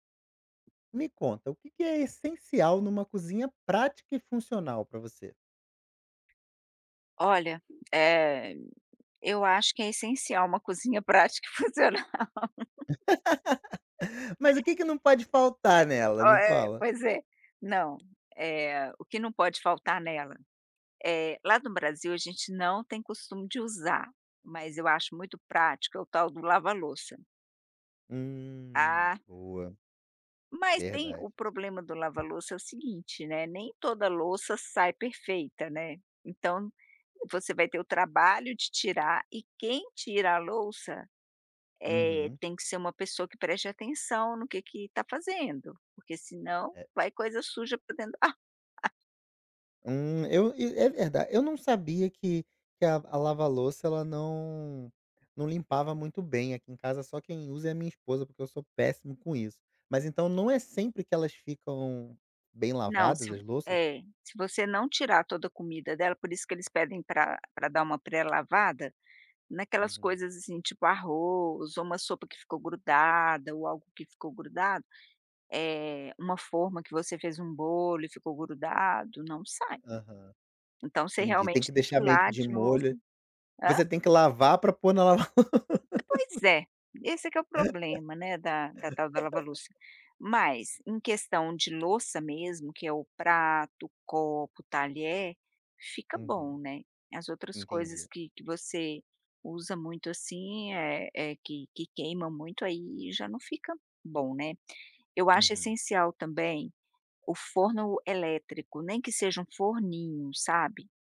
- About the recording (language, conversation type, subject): Portuguese, podcast, O que é essencial numa cozinha prática e funcional pra você?
- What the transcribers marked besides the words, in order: tapping; other background noise; laughing while speaking: "prática e funcional"; laugh; laughing while speaking: "ar"; laughing while speaking: "lava louça"; laugh